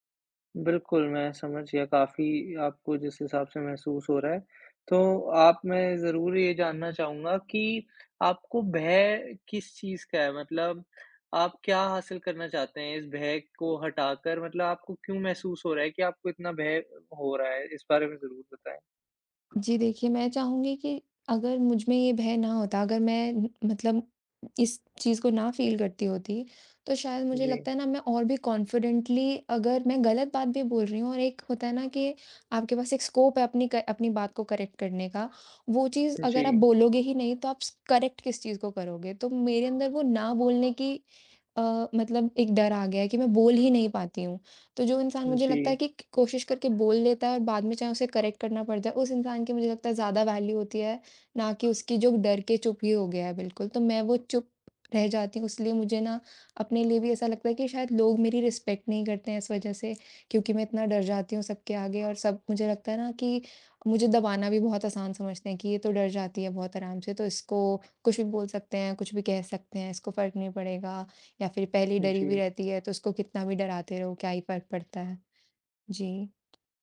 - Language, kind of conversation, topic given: Hindi, advice, सार्वजनिक रूप से बोलने का भय
- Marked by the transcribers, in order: in English: "फ़ील"; in English: "कॉन्फिडेंटली"; in English: "स्कोप"; in English: "करेक्ट"; in English: "करेक्ट"; in English: "करेक्ट"; in English: "वैल्यू"; in English: "रिस्पेक्ट"; tapping